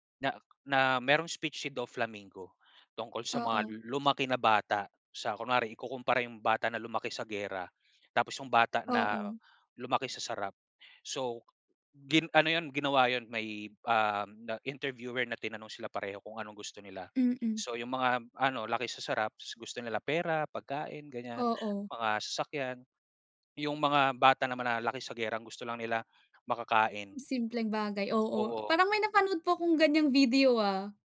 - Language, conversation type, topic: Filipino, unstructured, Ano ang paborito mong klase ng sining at bakit?
- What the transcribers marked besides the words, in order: none